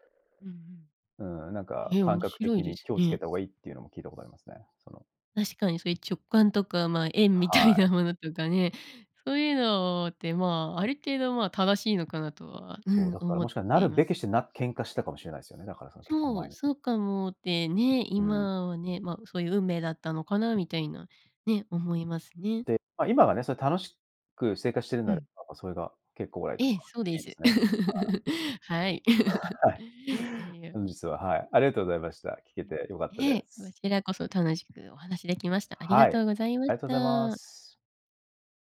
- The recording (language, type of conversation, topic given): Japanese, podcast, タイミングが合わなかったことが、結果的に良いことにつながった経験はありますか？
- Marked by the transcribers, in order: laugh; chuckle; laugh